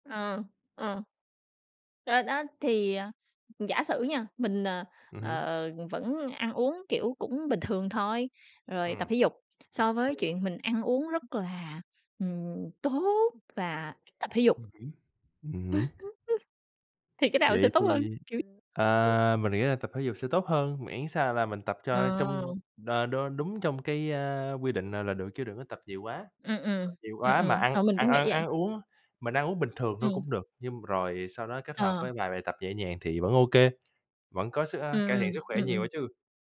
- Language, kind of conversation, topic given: Vietnamese, unstructured, Bạn thường làm gì mỗi ngày để giữ sức khỏe?
- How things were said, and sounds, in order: tapping; giggle; other background noise